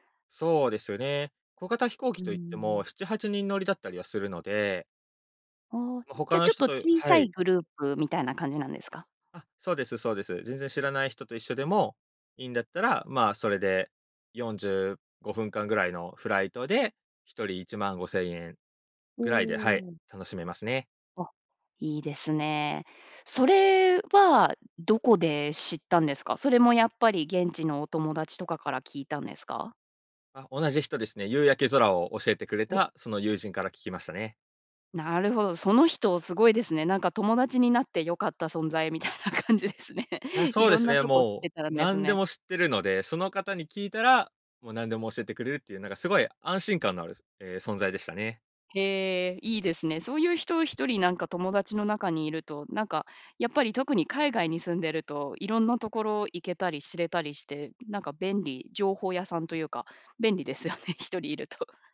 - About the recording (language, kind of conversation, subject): Japanese, podcast, 自然の中で最も感動した体験は何ですか？
- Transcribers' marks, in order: laughing while speaking: "みたいな感じですね"; laughing while speaking: "便利ですよね、 ひとり いると"